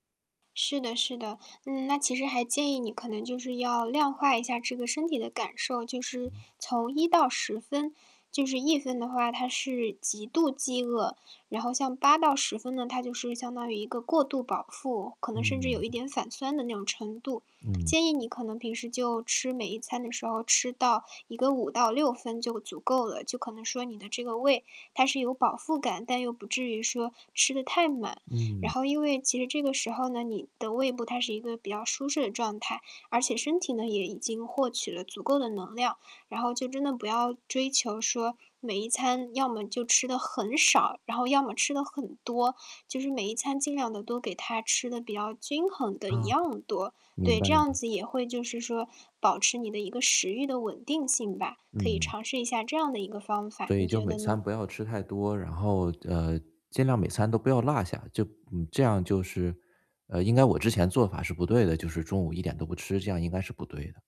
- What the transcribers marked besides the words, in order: distorted speech
- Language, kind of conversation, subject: Chinese, advice, 我怎样才能学会听懂身体的饥饿与饱足信号？